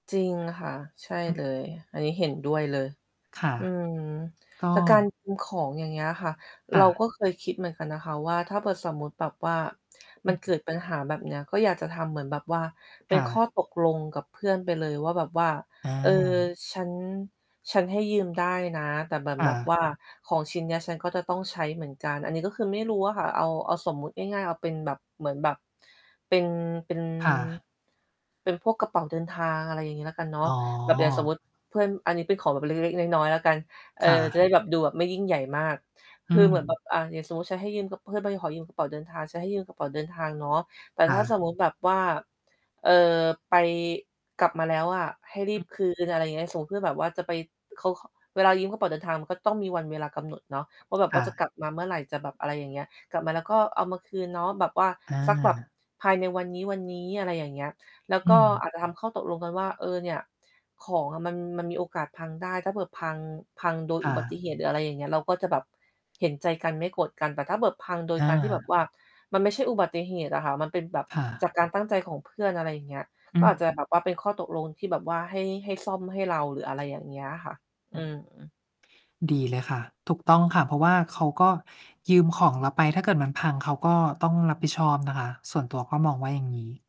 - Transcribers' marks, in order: other background noise; distorted speech; mechanical hum; tapping
- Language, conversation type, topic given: Thai, unstructured, คุณจะทำอย่างไรถ้าเพื่อนชอบยืมของแล้วไม่ยอมคืน?